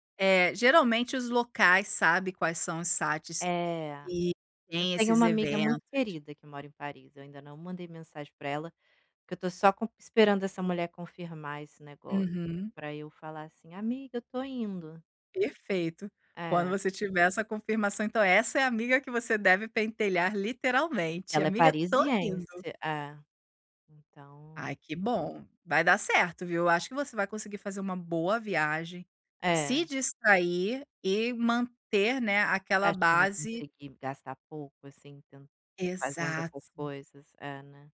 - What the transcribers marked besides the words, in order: "sites" said as "sates"; other background noise; tapping
- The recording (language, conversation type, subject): Portuguese, advice, Como posso viajar com um orçamento limitado sem perder a diversão e as experiências locais?